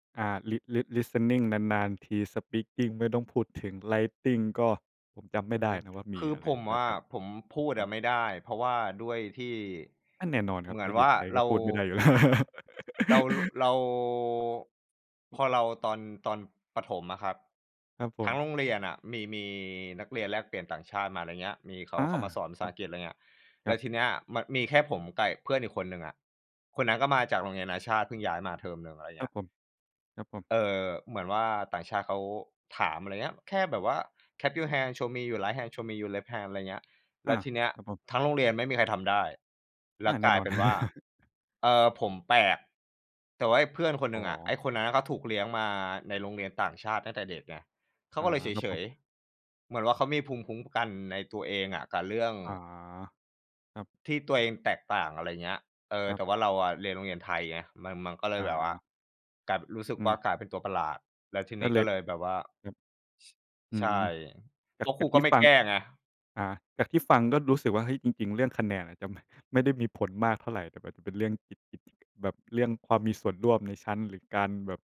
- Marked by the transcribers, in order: in English: "li lis listening"; in English: "speaking"; in English: "writing"; laughing while speaking: "แล้ว"; laugh; in English: "clap your hand show me … your left hand"; chuckle
- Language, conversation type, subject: Thai, unstructured, การถูกกดดันให้ต้องได้คะแนนดีทำให้คุณเครียดไหม?